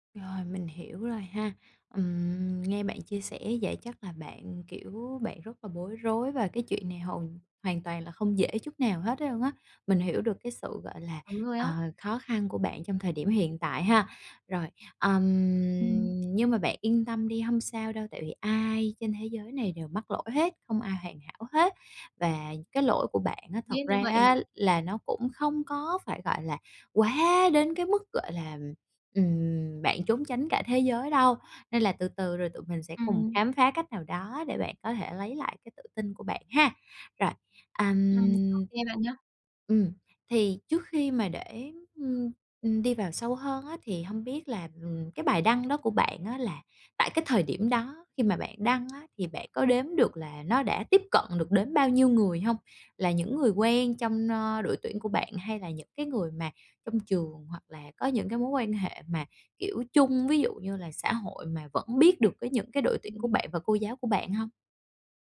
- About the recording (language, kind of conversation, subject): Vietnamese, advice, Làm sao để lấy lại tự tin sau khi mắc lỗi trước mọi người?
- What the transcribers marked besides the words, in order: tapping